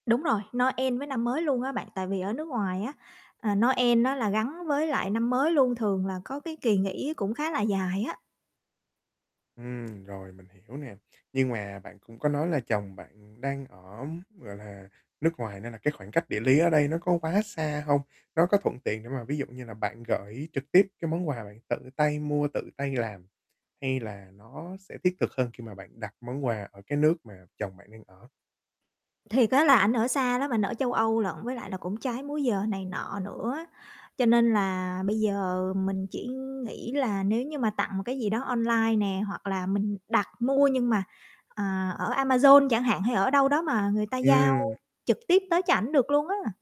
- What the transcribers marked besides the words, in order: tapping
- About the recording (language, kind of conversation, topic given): Vietnamese, advice, Làm sao để chọn một món quà ý nghĩa cho người thân?